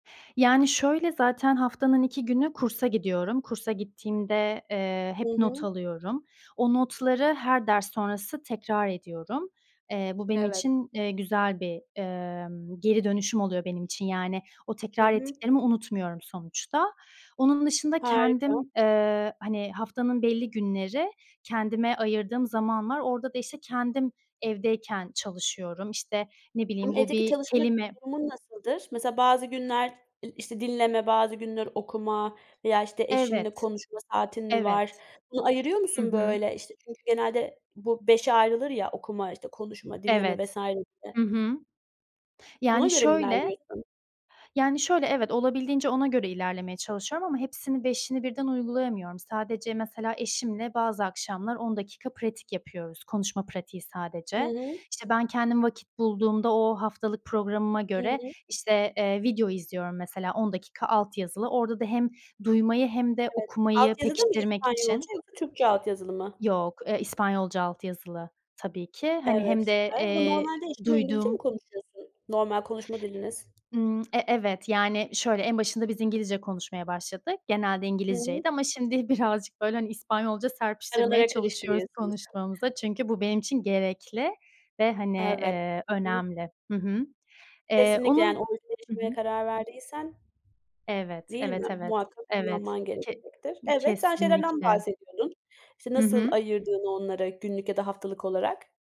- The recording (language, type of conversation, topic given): Turkish, podcast, Kendini öğrenmeye nasıl motive ediyorsun?
- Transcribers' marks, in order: other background noise